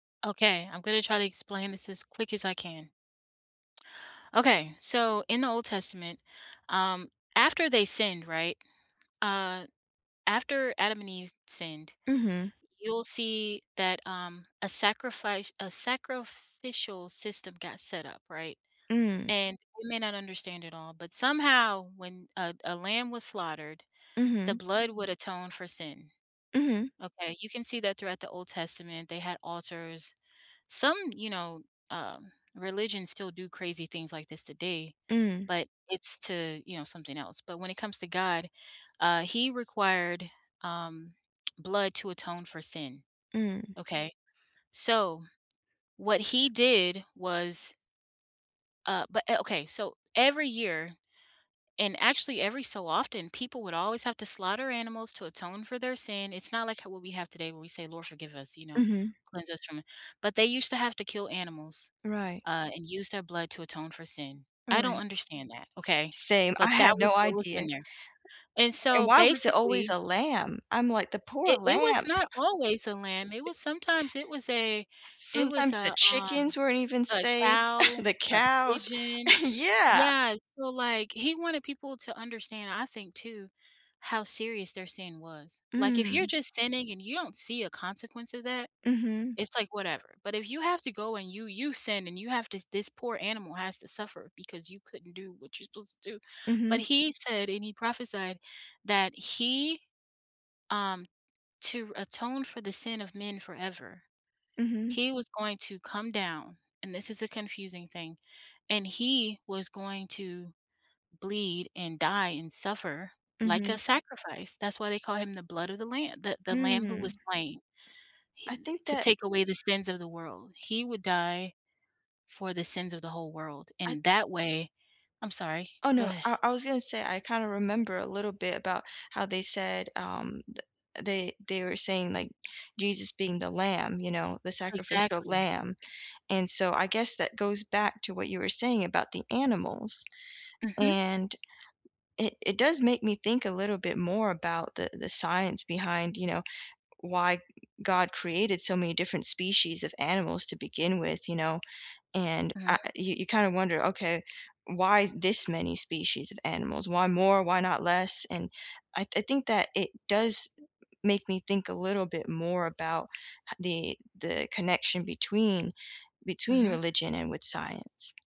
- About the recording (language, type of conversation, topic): English, unstructured, What happens when religion and science clash?
- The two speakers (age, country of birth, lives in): 30-34, United States, United States; 30-34, United States, United States
- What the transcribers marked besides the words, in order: tapping; other background noise; chuckle; chuckle